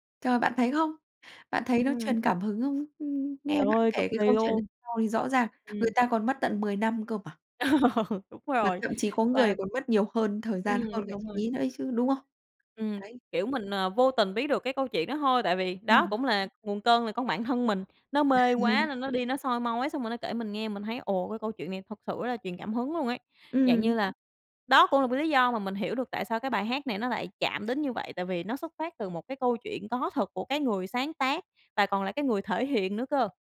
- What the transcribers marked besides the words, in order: other background noise; tapping; laugh; chuckle
- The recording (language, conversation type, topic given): Vietnamese, podcast, Bạn có thể kể về bài hát bạn yêu thích nhất không?